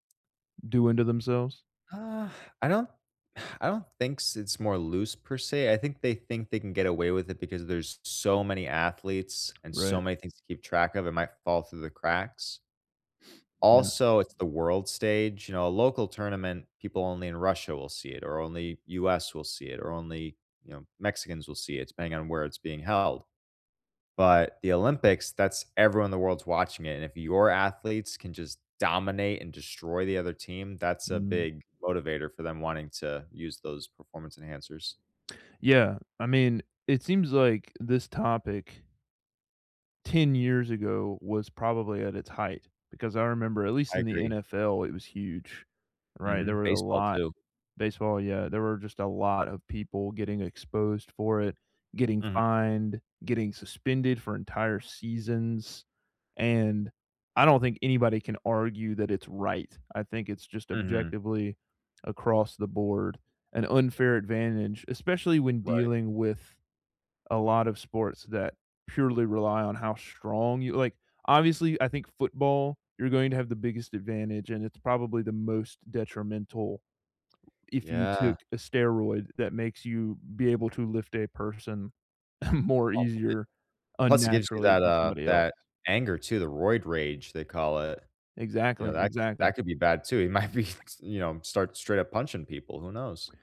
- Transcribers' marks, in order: sigh; sniff; tapping; chuckle; laughing while speaking: "more"; unintelligible speech; laughing while speaking: "might be"
- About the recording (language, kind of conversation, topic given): English, unstructured, Should I be concerned about performance-enhancing drugs in sports?